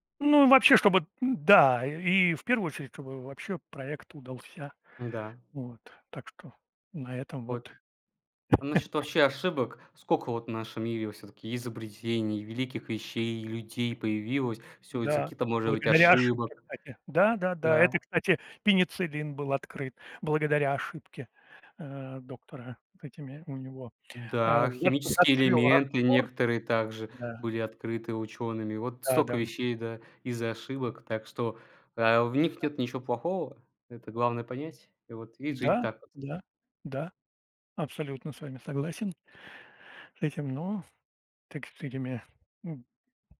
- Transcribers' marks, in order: chuckle; other background noise
- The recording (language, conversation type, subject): Russian, unstructured, Как вы учитесь на своих ошибках?